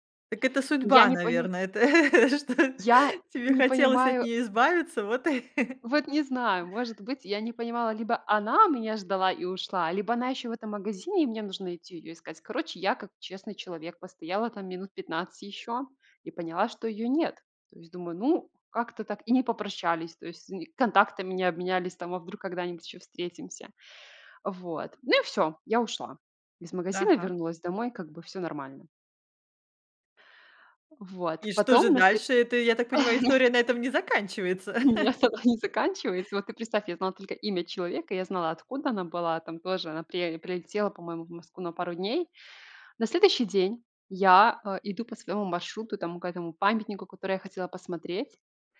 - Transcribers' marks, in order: laughing while speaking: "что"; chuckle; other noise; chuckle
- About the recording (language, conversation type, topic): Russian, podcast, Как ты познакомился(ась) с незнакомцем, который помог тебе найти дорогу?